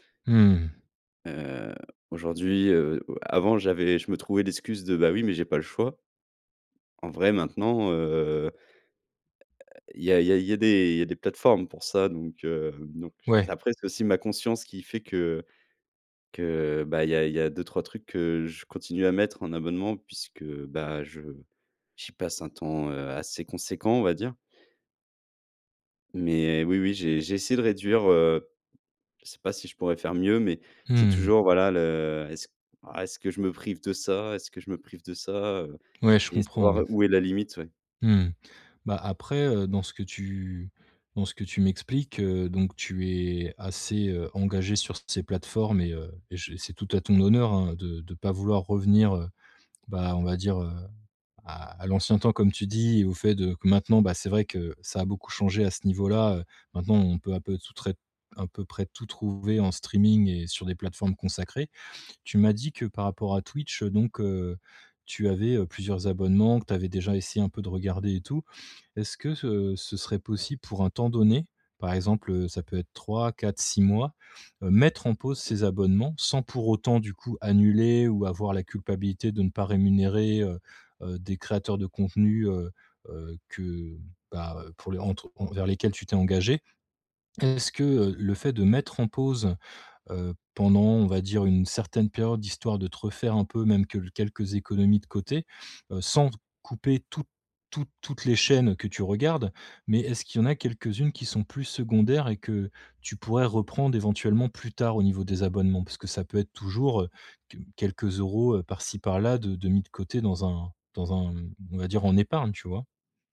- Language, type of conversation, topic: French, advice, Comment concilier qualité de vie et dépenses raisonnables au quotidien ?
- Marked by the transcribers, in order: none